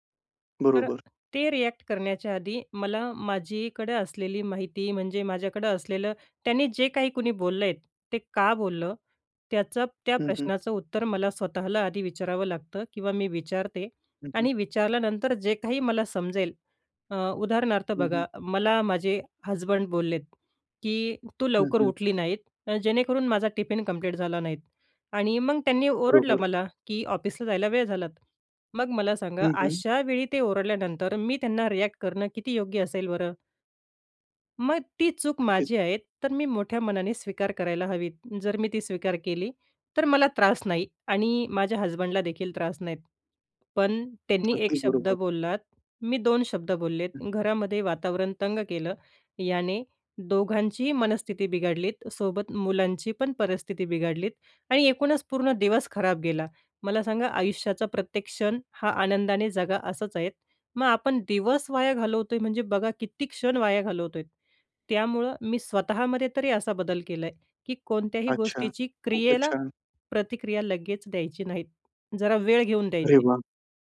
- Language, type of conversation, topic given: Marathi, podcast, मनःस्थिती टिकवण्यासाठी तुम्ही काय करता?
- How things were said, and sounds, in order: other background noise